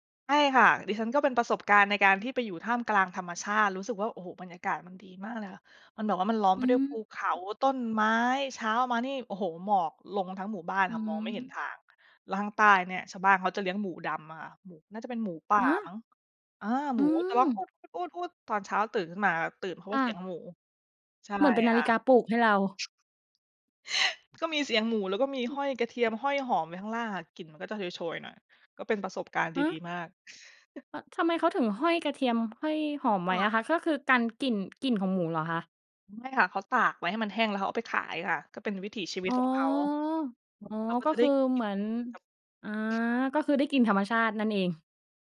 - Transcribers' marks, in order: tapping; other noise; other background noise; unintelligible speech
- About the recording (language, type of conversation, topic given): Thai, podcast, เล่าเหตุผลที่ทำให้คุณรักธรรมชาติได้ไหม?